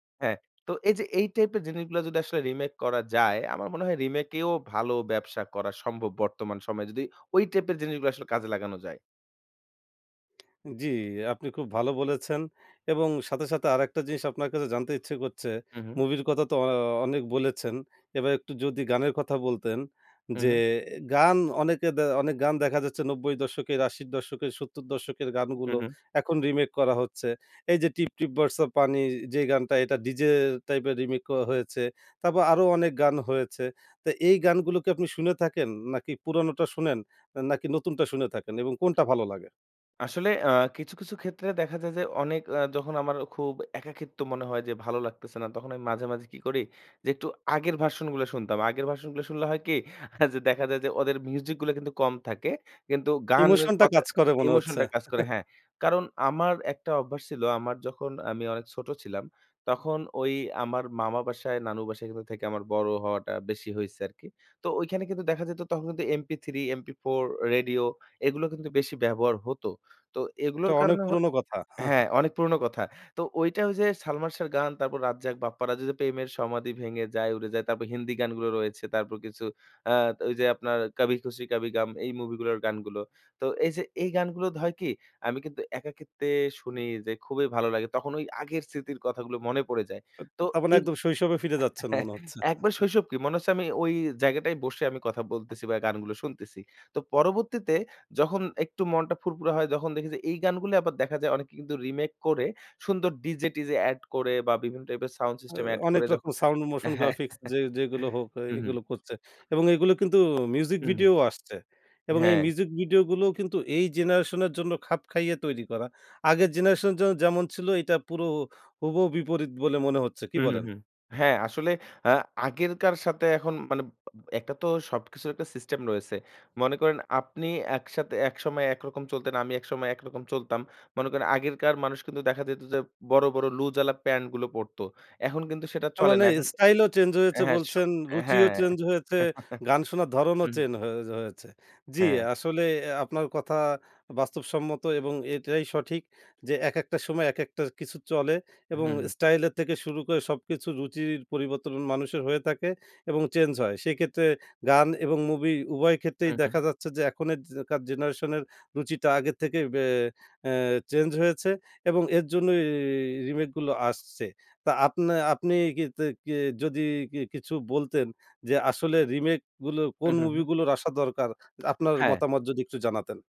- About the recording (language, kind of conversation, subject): Bengali, podcast, রিমেক কি ভালো, না খারাপ—আপনি কেন এমন মনে করেন?
- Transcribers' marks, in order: "রিমেকও" said as "রিমিকও"; in English: "ভার্সন"; in English: "ভার্সন"; scoff; chuckle; alarm; chuckle; "সমাধি" said as "সমাদি"; chuckle; in English: "সাউন্ড সিস্টেম"; in English: "motion-graphics"; chuckle; in English: "মিউজিক ভিডিও"; in English: "মিউজিক ভিডিও"; "লুজ-ওয়ালা" said as "লুজ-আলা"; "এখন" said as "এহন"; chuckle